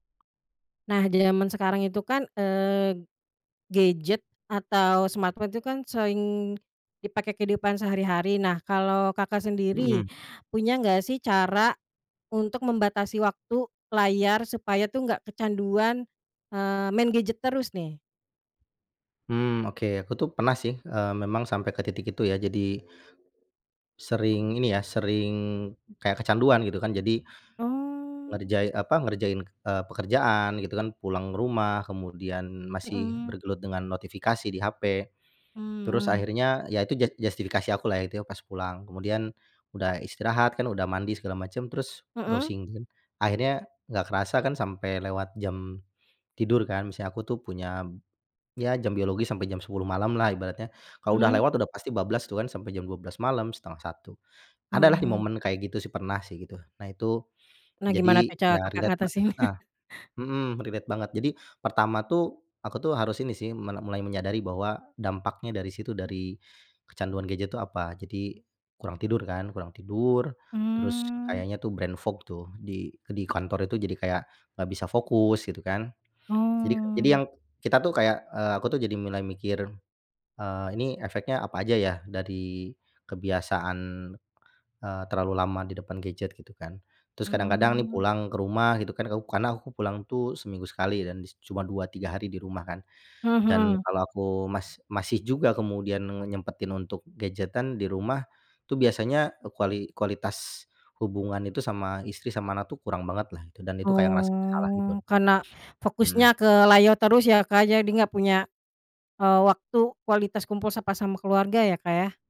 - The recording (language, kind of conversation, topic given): Indonesian, podcast, Apa cara kamu membatasi waktu layar agar tidak kecanduan gawai?
- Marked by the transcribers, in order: tapping; in English: "smartphone"; other background noise; in English: "browsing"; in English: "relate"; chuckle; in English: "relate"; in English: "brain fog"; "mulai" said as "milai"; drawn out: "Oh"; "layar" said as "layot"; sniff